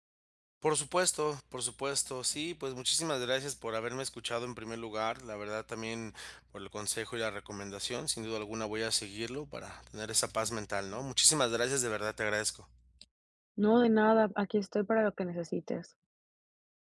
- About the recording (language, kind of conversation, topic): Spanish, advice, ¿Cómo pueden resolver los desacuerdos sobre la crianza sin dañar la relación familiar?
- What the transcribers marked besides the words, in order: other background noise